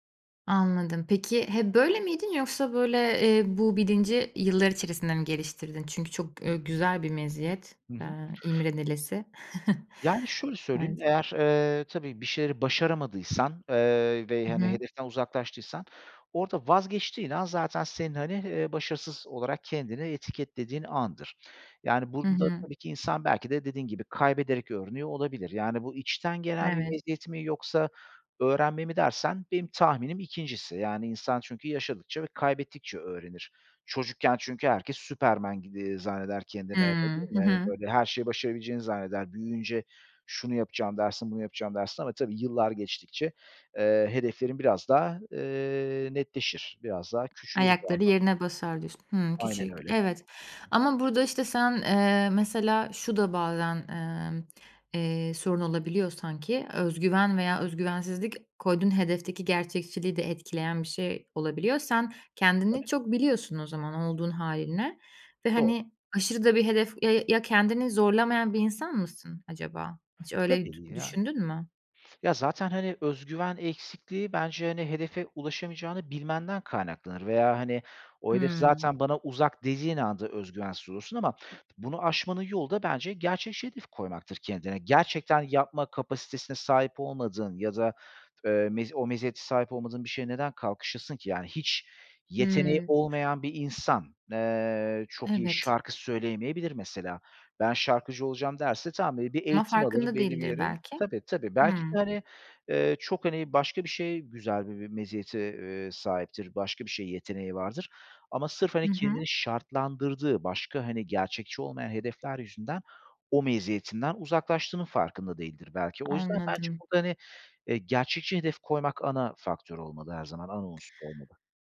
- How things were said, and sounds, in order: chuckle; tapping; other background noise
- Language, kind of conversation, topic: Turkish, podcast, Başarısızlıkla karşılaştığında kendini nasıl motive ediyorsun?